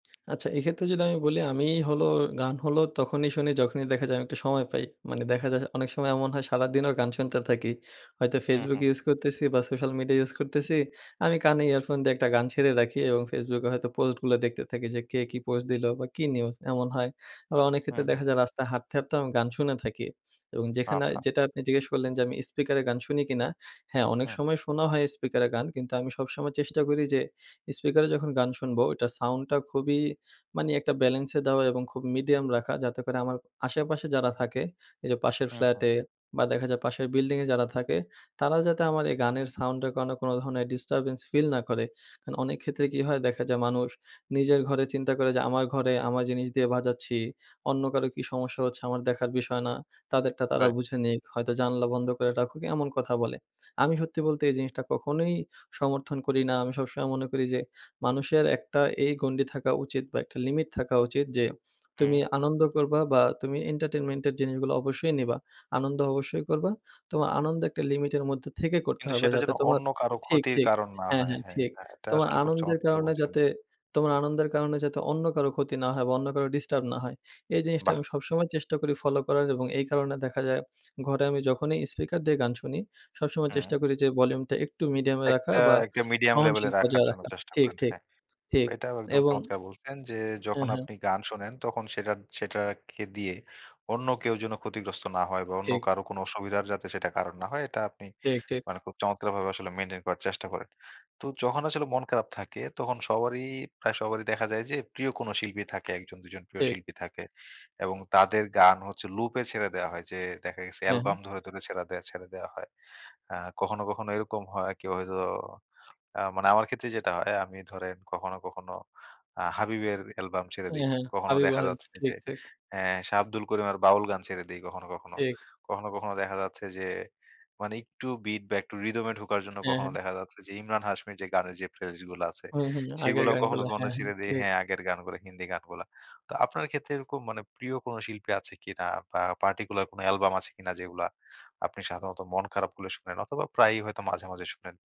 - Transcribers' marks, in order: tapping; in English: "ডিস্টার্বেন্স ফিল"; in English: "এন্টারটেনমেন্ট"
- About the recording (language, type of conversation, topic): Bengali, podcast, খারাপ সময়ে কোন গান তোমাকে সান্ত্বনা দেয়?